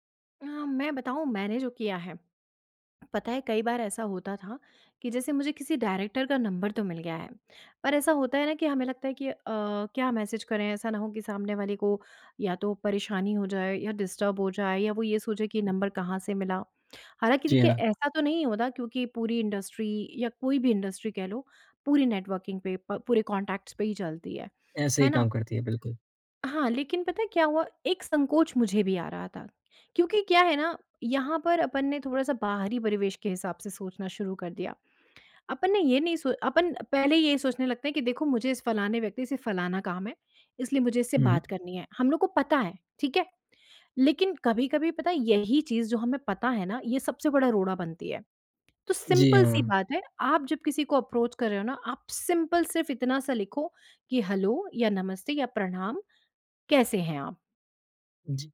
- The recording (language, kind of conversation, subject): Hindi, podcast, करियर बदलने के लिए नेटवर्किंग कितनी महत्वपूर्ण होती है और इसके व्यावहारिक सुझाव क्या हैं?
- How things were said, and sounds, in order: in English: "डायरेक्टर"; in English: "डिस्टर्ब"; other background noise; in English: "इंडस्ट्री"; in English: "इंडस्ट्री"; in English: "नेटवर्किंग"; in English: "कॉन्टैक्ट्स"; in English: "सिंपल"; in English: "अप्रोच"; in English: "सिंपल"; in English: "हैलो"